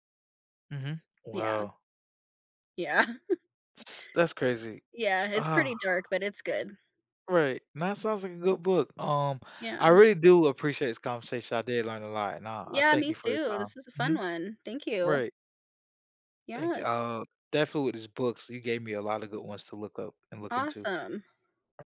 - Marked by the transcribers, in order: giggle; chuckle; drawn out: "ah"; tapping
- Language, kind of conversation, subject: English, unstructured, What would change if you switched places with your favorite book character?